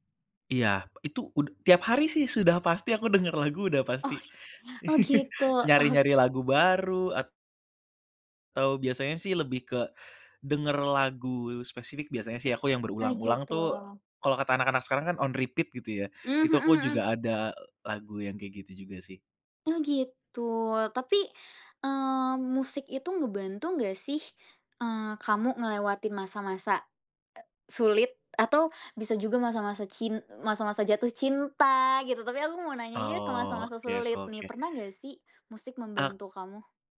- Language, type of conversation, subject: Indonesian, podcast, Kapan musik membantu kamu melewati masa sulit?
- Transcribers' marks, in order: background speech; chuckle; in English: "on repeat"; tapping